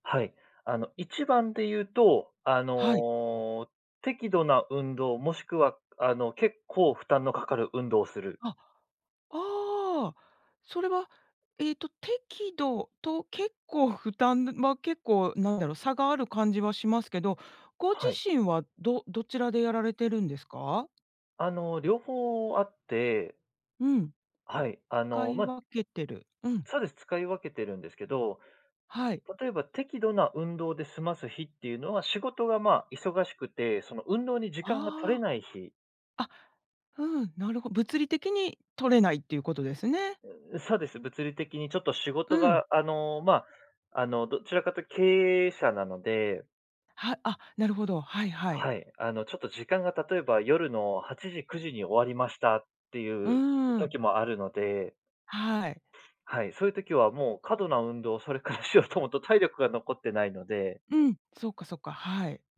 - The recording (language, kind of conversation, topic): Japanese, podcast, 睡眠の質を上げるために、普段どんな工夫をしていますか？
- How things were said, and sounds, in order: other background noise; laughing while speaking: "それからしようと思うと"